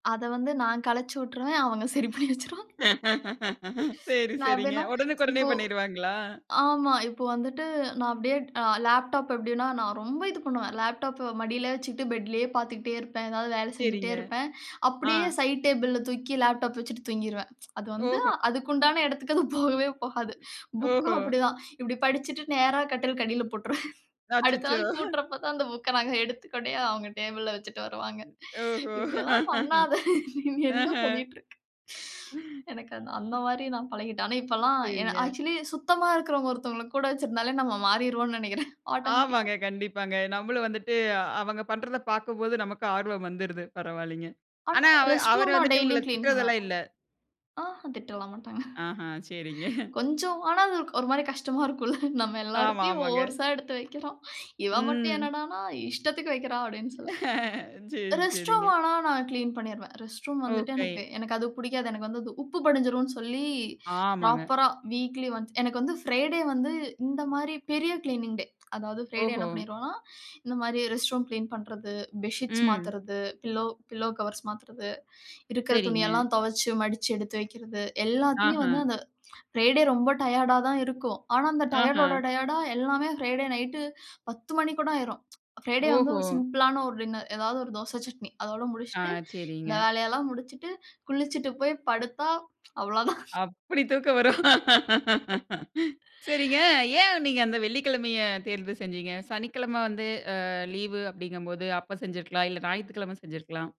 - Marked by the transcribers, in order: laughing while speaking: "சரி பண்ணி வச்சுருவாங்க"; laughing while speaking: "சரி சரிங்க. உடனுக்கு உடனே பண்ணிடுவாங்களா?"; other noise; chuckle; other background noise; laugh; chuckle; laughing while speaking: "அந்த புக்க நாங்க எடுத்து கொண்டு … என்ன பண்ணிட்டு இருக்க?"; laugh; laugh; laughing while speaking: "ஒருத்தவங்கள கூட வச்சிருந்தாலே நம்ம மாறிருவோம்னு நினக்கிறேன், ஆட்டோமேட்டிக்கா"; laughing while speaking: "சரிங்க"; laughing while speaking: "அது ஒரு மாரி கஷ்டமா இருக்கும்ல. நம்ம எல்லாரையும் ஓர்ஸா எடுத்து வைக்கிறோம்"; laugh; in English: "ப்ராப்பரா வீக்லி ஒன்ஸ்"; in English: "பில்லோ கவர்ஸ்"; tsk; laugh
- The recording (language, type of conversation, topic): Tamil, podcast, வீட்டை எப்போதும் சீராக வைத்துக்கொள்ள நீங்கள் எப்படித் தொடங்க வேண்டும் என்று கூறுவீர்களா?